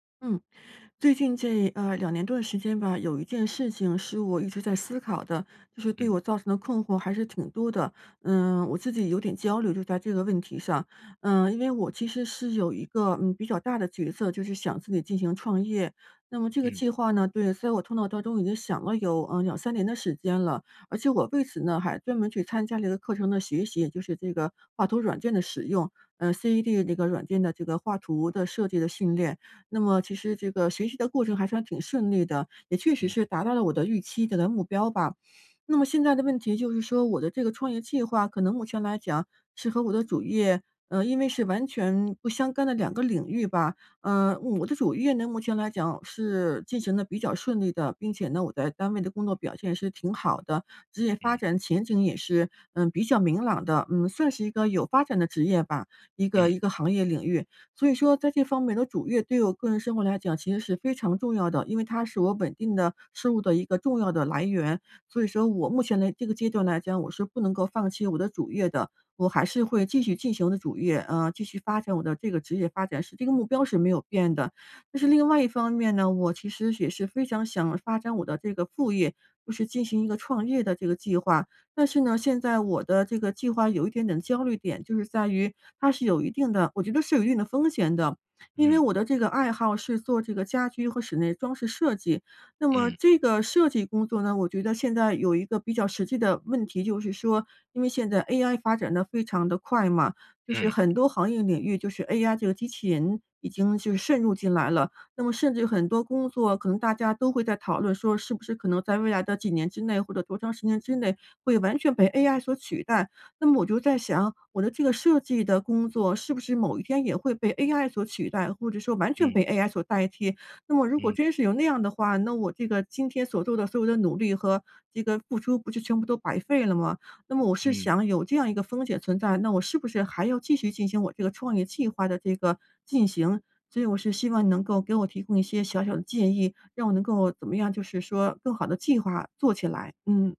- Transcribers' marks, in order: tapping; other background noise
- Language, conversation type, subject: Chinese, advice, 我该在什么时候做重大改变，并如何在风险与稳定之间取得平衡？